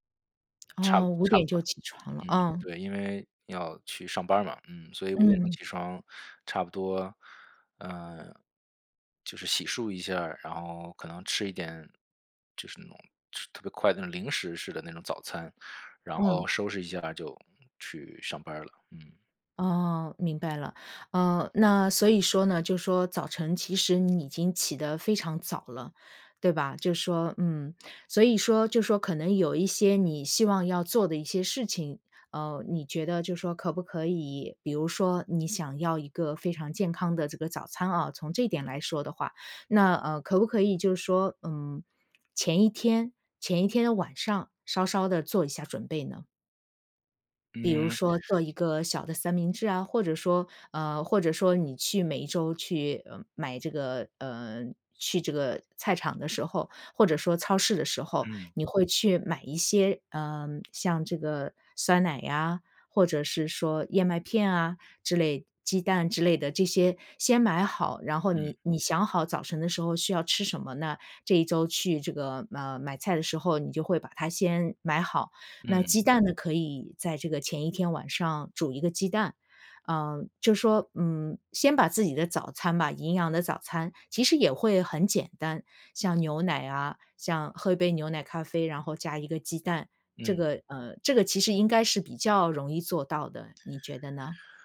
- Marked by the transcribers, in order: none
- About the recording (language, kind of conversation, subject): Chinese, advice, 你想如何建立稳定的晨间习惯并坚持下去？